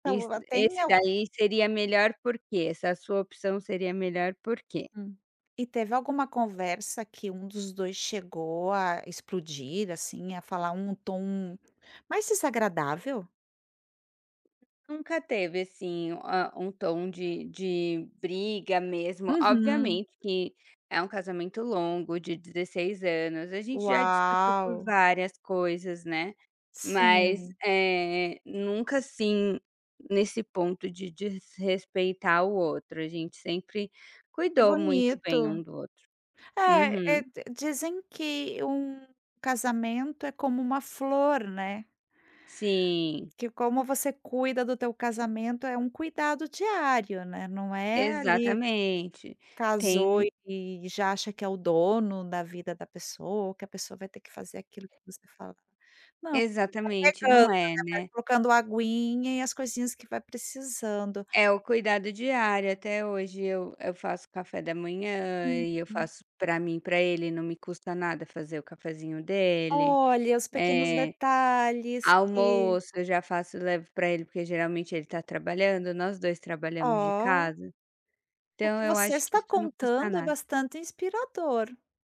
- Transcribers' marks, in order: tapping; other background noise
- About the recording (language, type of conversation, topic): Portuguese, podcast, Como vocês resolvem conflitos em casa?